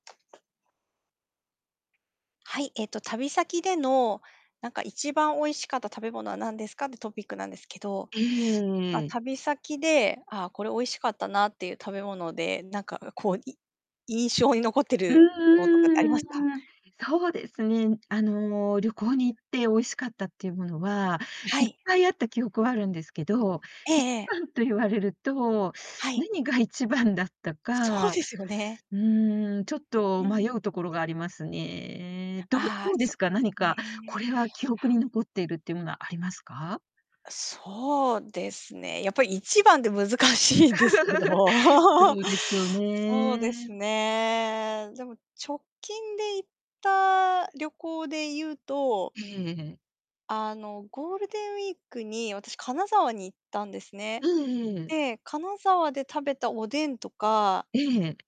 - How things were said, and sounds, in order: other background noise; drawn out: "ええ"; static; laugh; drawn out: "そうですよね"; laughing while speaking: "難しいんですけど"; laugh
- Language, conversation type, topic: Japanese, unstructured, 旅先でいちばんおいしかった食べ物は何ですか？